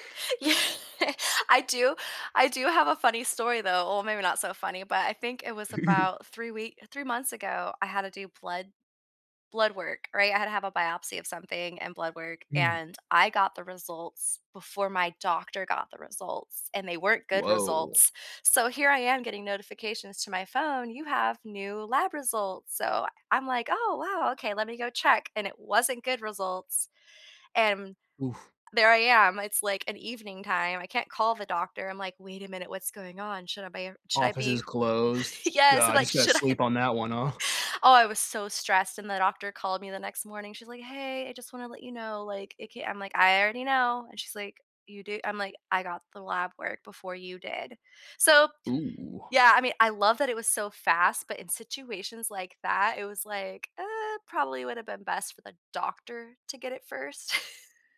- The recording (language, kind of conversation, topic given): English, unstructured, What role do you think technology plays in healthcare?
- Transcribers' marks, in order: chuckle; laughing while speaking: "Yeah"; chuckle; tapping; laughing while speaking: "Yes, so like, should I"; chuckle; stressed: "doctor"; chuckle